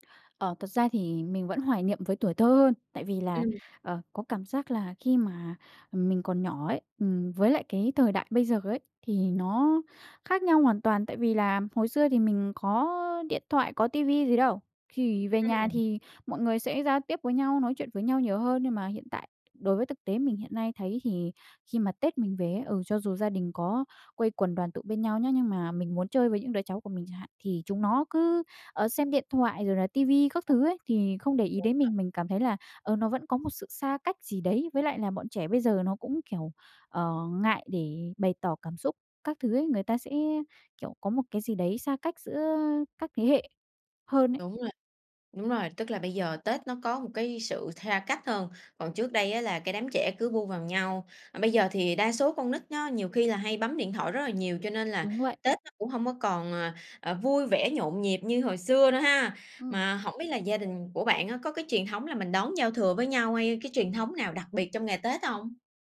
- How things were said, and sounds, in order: other background noise; tapping
- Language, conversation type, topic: Vietnamese, podcast, Bạn có thể kể về một kỷ niệm Tết gia đình đáng nhớ của bạn không?